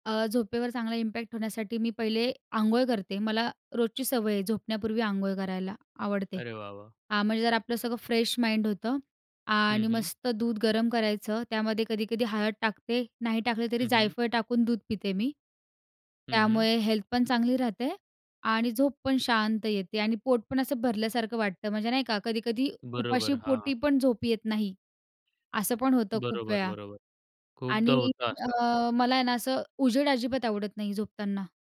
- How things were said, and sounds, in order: in English: "इम्पॅक्ट"; in English: "फ्रेश माइंड"; in English: "हेल्थ"
- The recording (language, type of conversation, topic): Marathi, podcast, झोप सुधारण्यासाठी तुम्ही कोणते साधे उपाय वापरता?